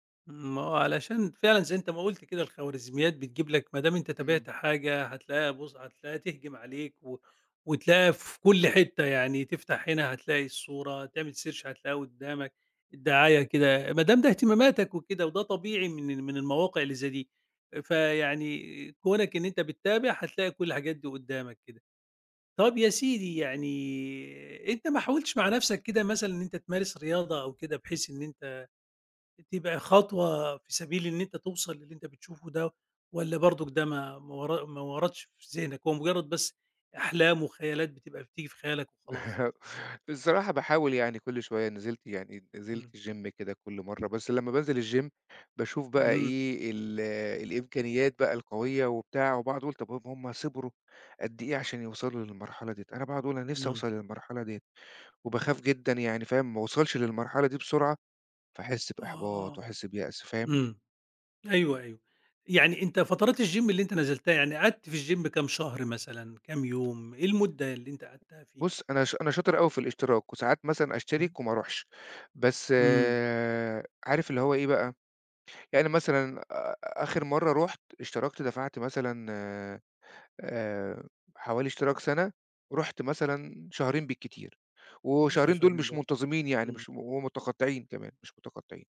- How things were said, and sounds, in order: in English: "search"; laugh; in English: "الgym"; in English: "الgym"; in English: "الgym"; in English: "الgym"; tapping
- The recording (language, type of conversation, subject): Arabic, advice, إزّاي بتوصف/ي قلقك من إنك تقارن/ي جسمك بالناس على السوشيال ميديا؟